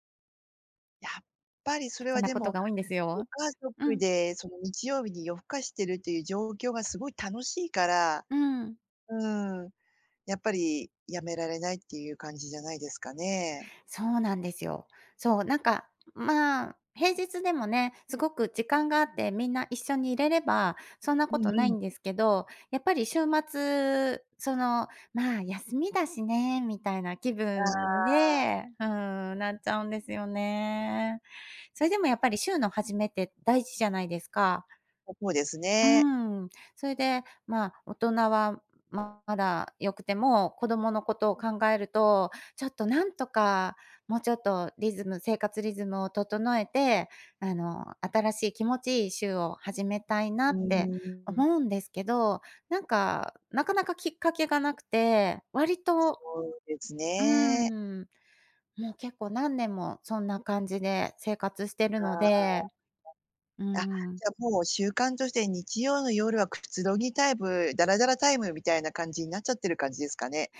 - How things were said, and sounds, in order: other background noise
- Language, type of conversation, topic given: Japanese, advice, 休日に生活リズムが乱れて月曜がつらい
- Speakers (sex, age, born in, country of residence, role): female, 50-54, Japan, Japan, advisor; female, 50-54, Japan, Japan, user